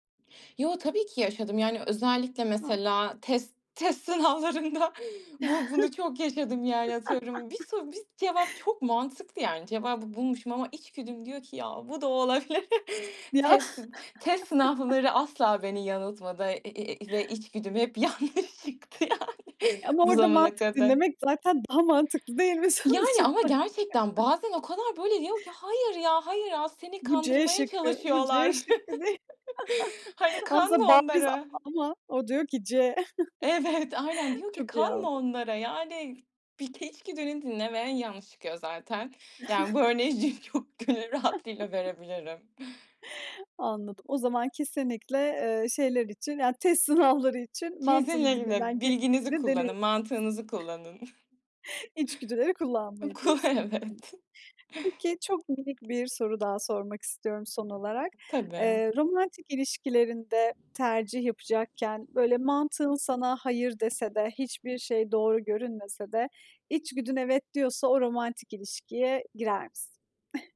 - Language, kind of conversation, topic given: Turkish, podcast, Karar verirken mantığını mı yoksa içgüdülerini mi dinlersin?
- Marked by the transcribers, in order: laughing while speaking: "sınavlarında"; chuckle; laughing while speaking: "olabilir"; chuckle; laughing while speaking: "hep yanlış çıktı, yani"; tapping; laughing while speaking: "sonuç olarak?"; chuckle; laughing while speaking: "Evet"; chuckle; chuckle; unintelligible speech; laughing while speaking: "çok gönül rahatlığıyla verebilirim"; chuckle; laughing while speaking: "Anladım. O zaman kesinlikle, eee … İçgüdüleri kullanmayın diyorsun"; unintelligible speech; other background noise; laughing while speaking: "Oku, evet"; unintelligible speech; chuckle